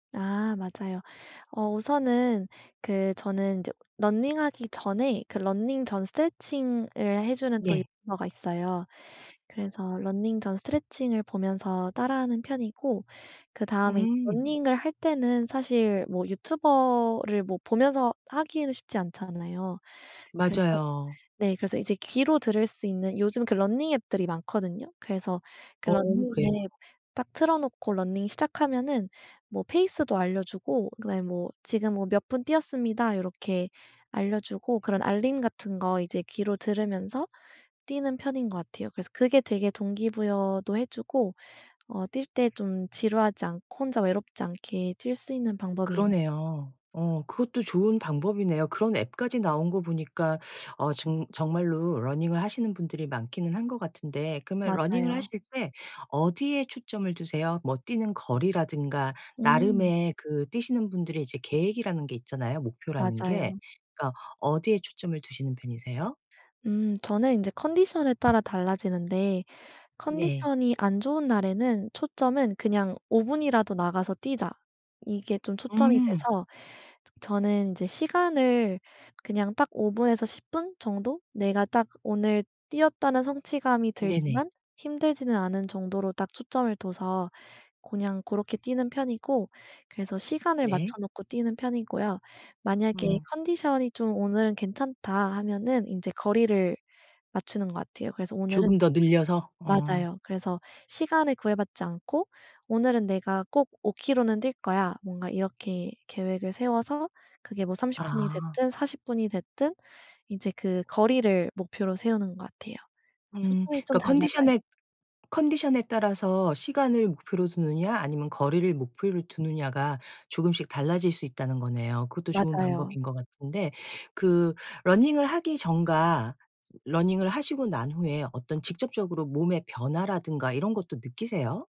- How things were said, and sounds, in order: in English: "running하기"; in English: "running"; in English: "running"; in English: "running을"; in English: "running"; in English: "running을"; in English: "running을"; other background noise; in English: "running을"; in English: "running을"; in English: "running을"; in English: "running을"
- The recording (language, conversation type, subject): Korean, podcast, 일상에서 운동을 자연스럽게 습관으로 만드는 팁이 있을까요?